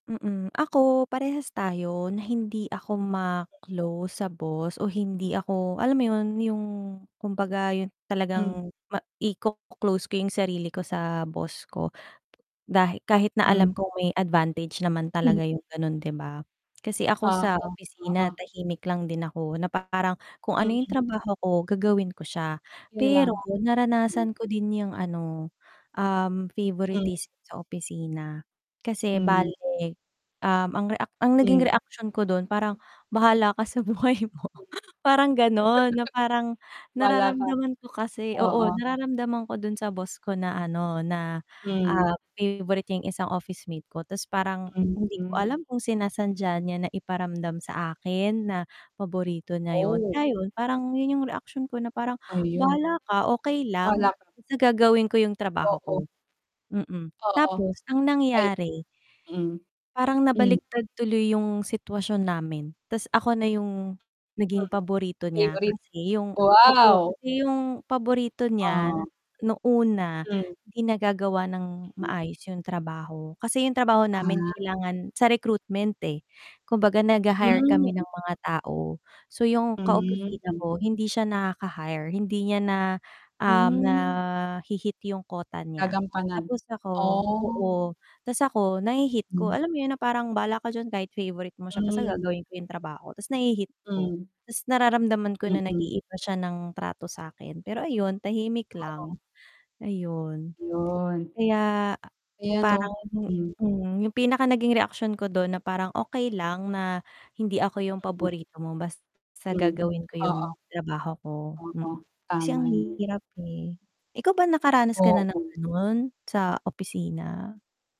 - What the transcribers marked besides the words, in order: static; mechanical hum; distorted speech; tapping; laughing while speaking: "buhay mo"; laugh; other background noise; other street noise
- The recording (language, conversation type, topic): Filipino, unstructured, Ano ang reaksyon mo kapag may kinikilingan sa opisina?